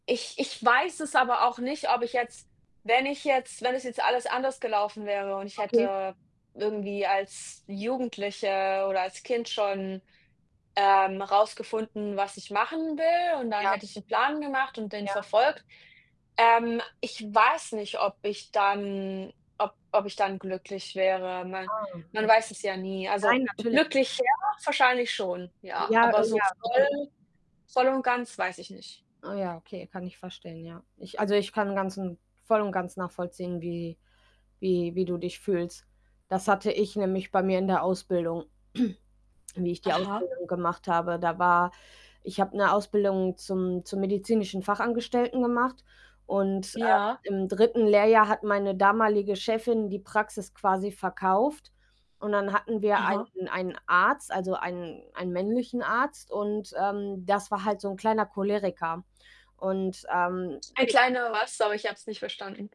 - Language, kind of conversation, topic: German, unstructured, Wie findest du den Job, den du gerade machst?
- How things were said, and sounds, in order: static; distorted speech; mechanical hum; throat clearing; unintelligible speech; other background noise